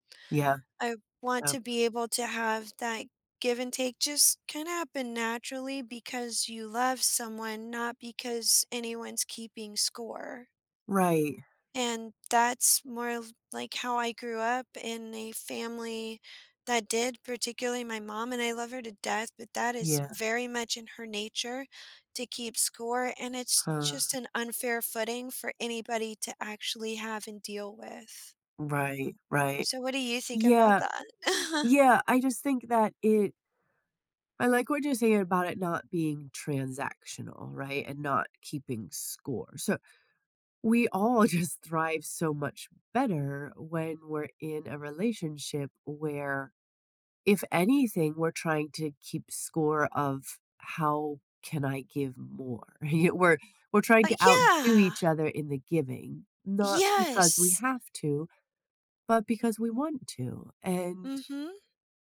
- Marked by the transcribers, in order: chuckle; laughing while speaking: "just"; chuckle; laughing while speaking: "We're"; stressed: "Yes!"
- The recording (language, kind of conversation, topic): English, unstructured, How can I spot and address giving-versus-taking in my close relationships?